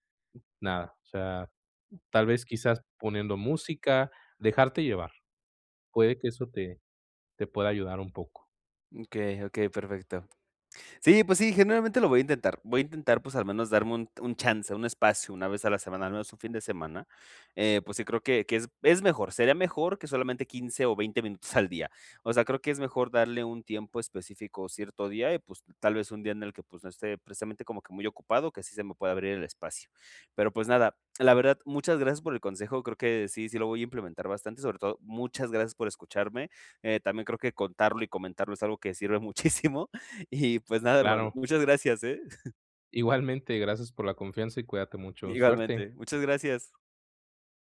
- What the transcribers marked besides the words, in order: laughing while speaking: "muchísimo"; unintelligible speech; chuckle
- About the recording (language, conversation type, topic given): Spanish, advice, ¿Cómo puedo volver a conectar con lo que me apasiona si me siento desconectado?